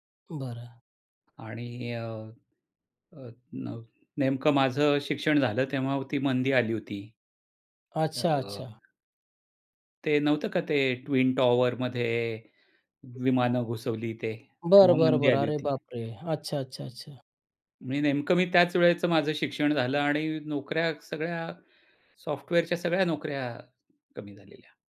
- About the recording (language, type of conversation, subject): Marathi, podcast, थोडा त्याग करून मोठा फायदा मिळवायचा की लगेच फायदा घ्यायचा?
- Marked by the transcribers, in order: other background noise